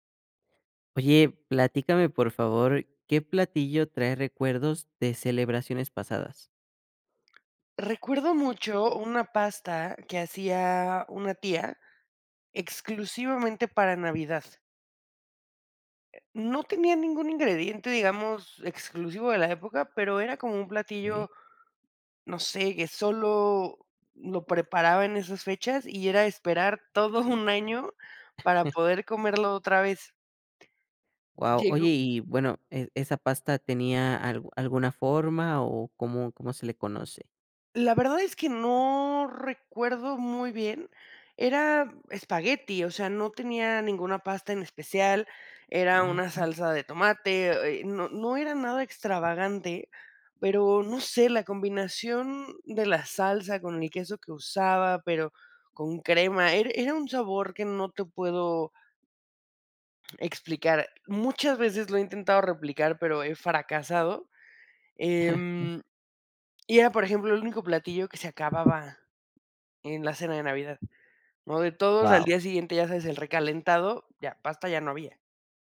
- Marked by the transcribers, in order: tapping; chuckle; chuckle
- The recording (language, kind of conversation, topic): Spanish, podcast, ¿Qué platillo te trae recuerdos de celebraciones pasadas?